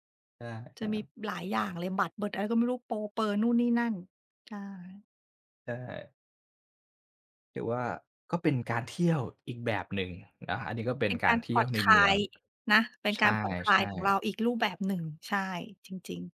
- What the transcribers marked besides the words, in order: none
- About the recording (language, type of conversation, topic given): Thai, unstructured, คุณคิดว่าการเที่ยวเมืองใหญ่กับการเที่ยวธรรมชาติต่างกันอย่างไร?